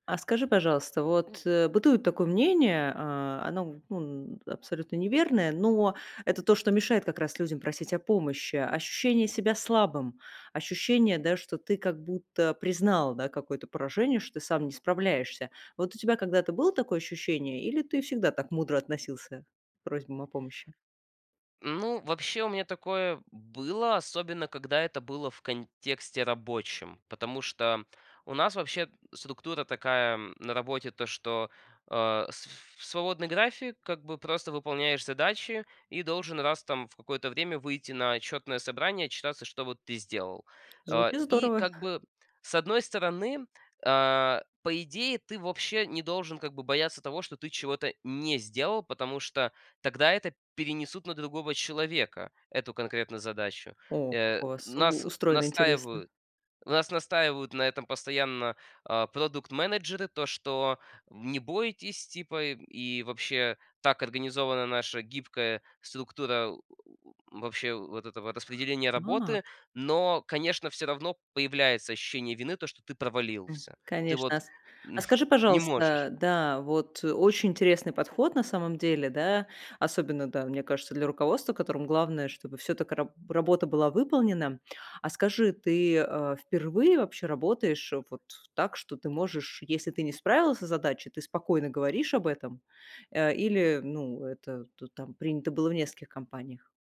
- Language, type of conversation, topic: Russian, podcast, Как ты просишь помощи у других людей?
- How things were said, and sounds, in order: exhale